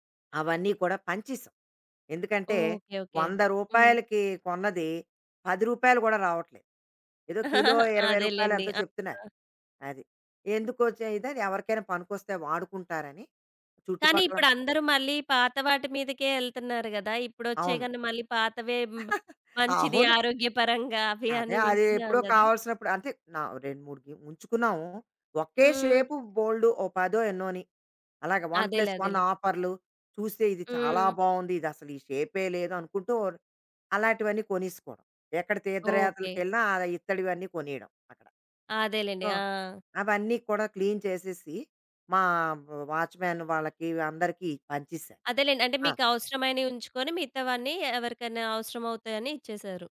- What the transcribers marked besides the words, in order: giggle; chuckle; in English: "వన్ ప్లస్ వన్"; other background noise; in English: "సో"; in English: "క్లీన్"
- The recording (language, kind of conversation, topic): Telugu, podcast, ఒక చిన్న అపార్ట్‌మెంట్‌లో హోమ్ ఆఫీస్‌ను ఎలా ప్రయోజనకరంగా ఏర్పాటు చేసుకోవచ్చు?